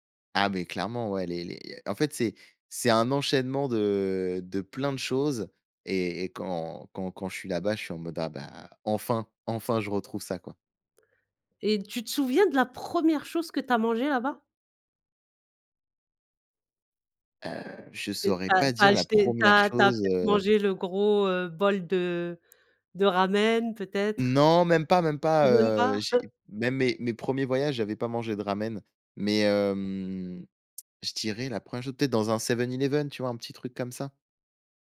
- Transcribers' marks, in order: other background noise; drawn out: "de"; stressed: "première"; chuckle; tapping; drawn out: "hem"
- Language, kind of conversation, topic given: French, podcast, Parle-moi d’un voyage qui t’a vraiment marqué ?
- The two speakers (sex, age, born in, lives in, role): female, 40-44, France, France, host; male, 20-24, France, France, guest